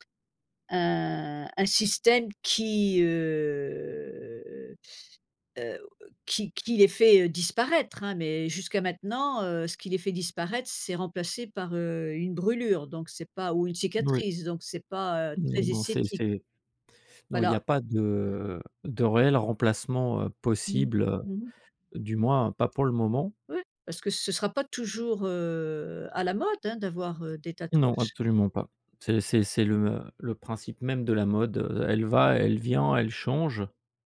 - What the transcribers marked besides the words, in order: drawn out: "heu"; other noise
- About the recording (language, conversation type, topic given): French, podcast, Tu t’habilles plutôt pour toi ou pour les autres ?